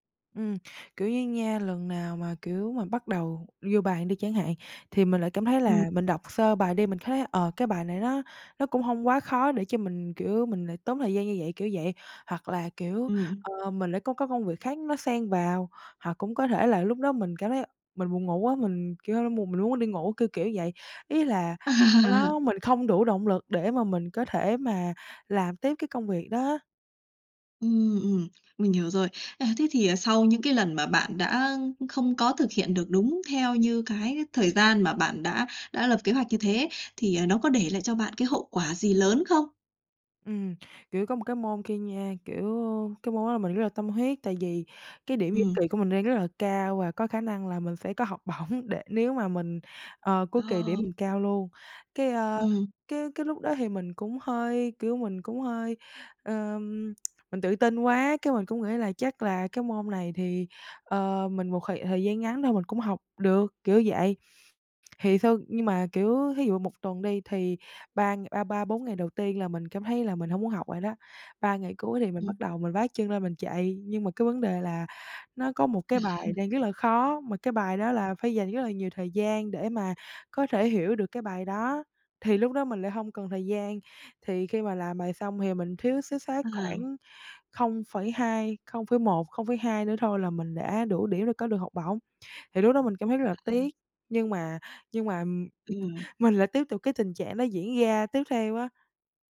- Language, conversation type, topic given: Vietnamese, advice, Làm thế nào để ước lượng thời gian làm nhiệm vụ chính xác hơn và tránh bị trễ?
- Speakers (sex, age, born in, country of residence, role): female, 18-19, Vietnam, Vietnam, user; female, 30-34, Vietnam, Vietnam, advisor
- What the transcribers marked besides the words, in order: tapping; laugh; laughing while speaking: "bổng"; tsk; other background noise; laugh